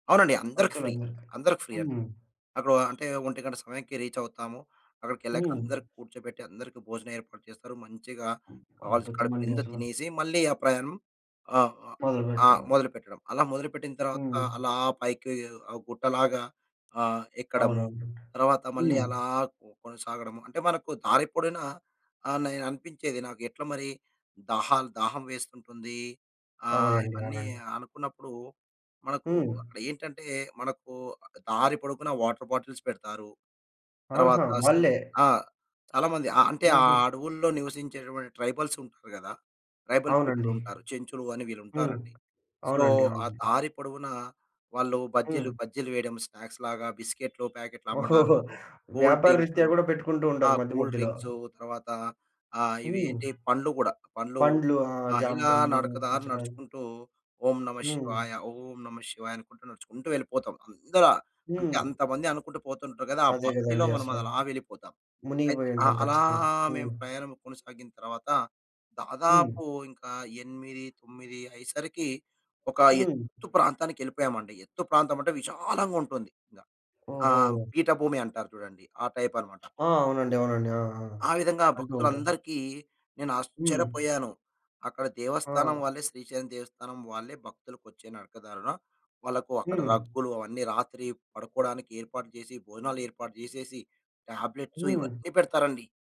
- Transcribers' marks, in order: in English: "ఫ్రీ"; in English: "ఫ్రీ"; other noise; other background noise; "పొడుగున" said as "పొడుకున"; in English: "వాటర్ బాటిల్స్"; tapping; in English: "ట్రైబల్"; in English: "సో"; in English: "స్నాక్స్‌లాగా"; horn; in English: "కూల్"; in English: "కూల్"; stressed: "ఎత్తు"; stressed: "విశాలంగుంటుంది"; in English: "టాబ్లెట్స్"
- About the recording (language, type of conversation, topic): Telugu, podcast, మీరు ఇప్పటివరకు చేసిన అత్యంత సాహసపూరితమైన ప్రయాణం ఏదో చెప్పగలరా?